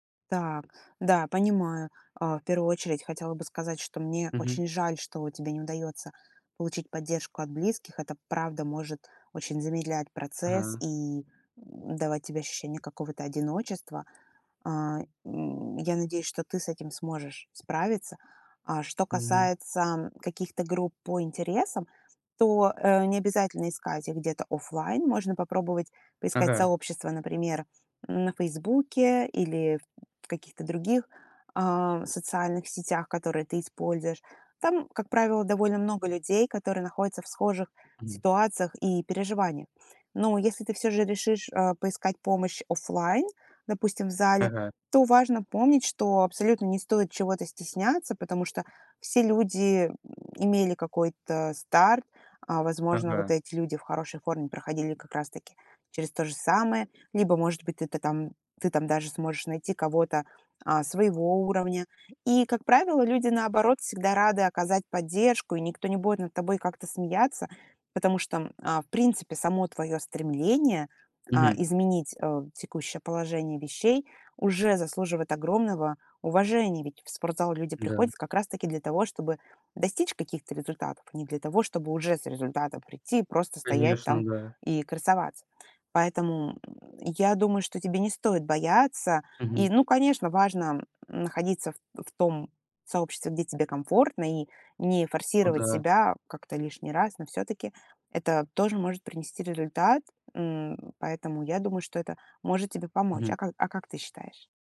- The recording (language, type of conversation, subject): Russian, advice, Как вы переживаете из-за своего веса и чего именно боитесь при мысли об изменениях в рационе?
- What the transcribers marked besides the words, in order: tapping